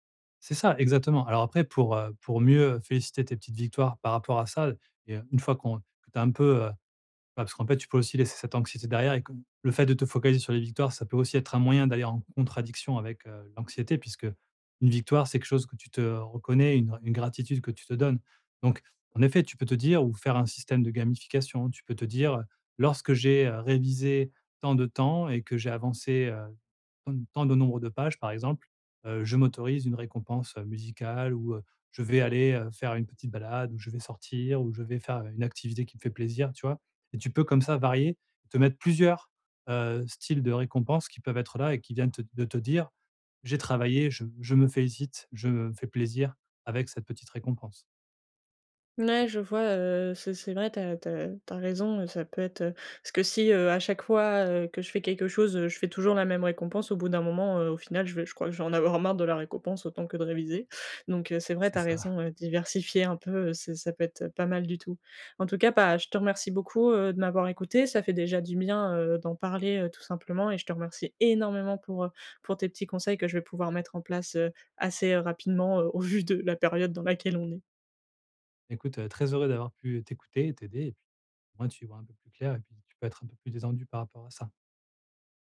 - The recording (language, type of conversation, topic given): French, advice, Comment puis-je célébrer mes petites victoires quotidiennes pour rester motivé ?
- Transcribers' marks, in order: stressed: "plusieurs"; stressed: "énormément"; chuckle